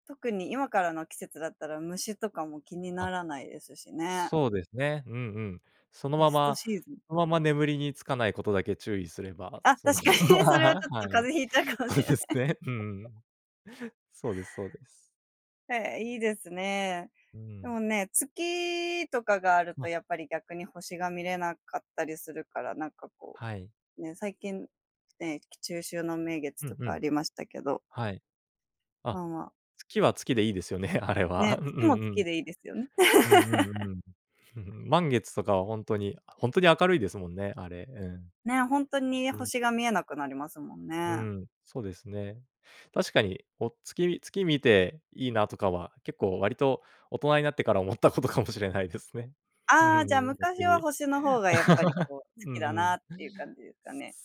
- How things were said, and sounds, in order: laughing while speaking: "確かに"; laugh; laughing while speaking: "そうですね"; other noise; chuckle; laugh; laugh
- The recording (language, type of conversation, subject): Japanese, podcast, 夜の星空を見たときの話を聞かせてくれますか？